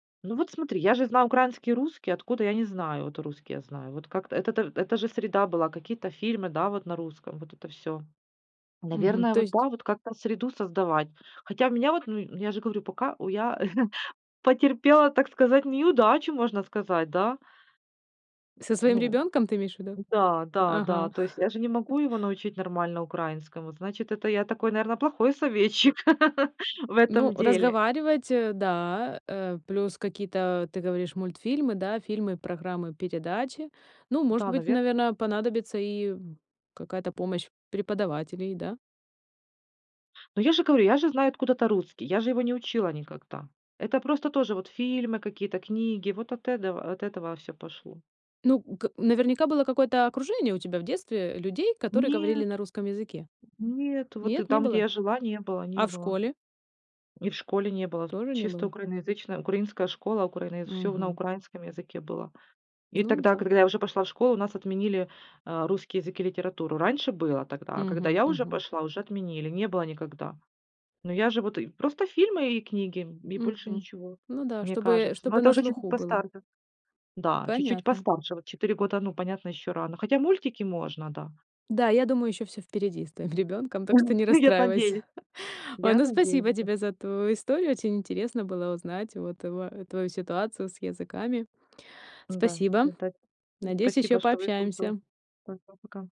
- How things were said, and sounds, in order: tapping; chuckle; laugh; laugh; laughing while speaking: "всё впереди с твоим ребёнком, так что не расстраивайся"; chuckle
- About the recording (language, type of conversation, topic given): Russian, podcast, Как язык, на котором говорят дома, влияет на ваше самоощущение?